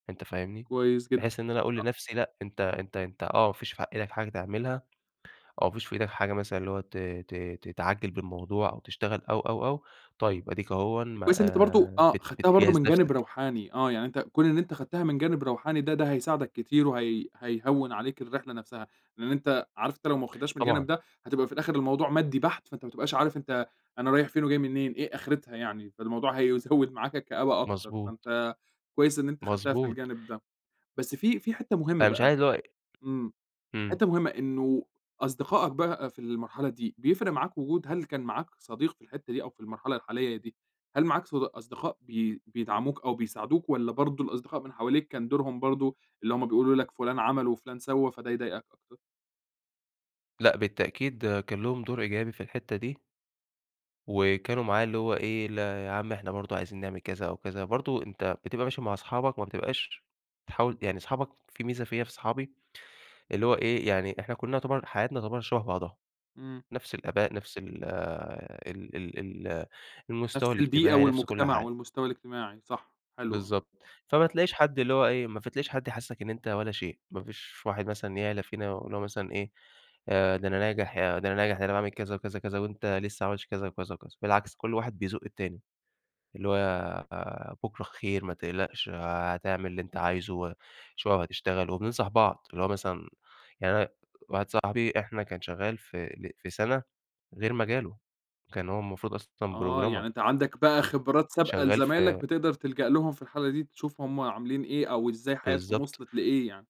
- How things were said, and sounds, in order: tapping; unintelligible speech; in English: "programmer"
- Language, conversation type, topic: Arabic, podcast, بتتعامل إزاي لما تحس إن حياتك مالهاش هدف؟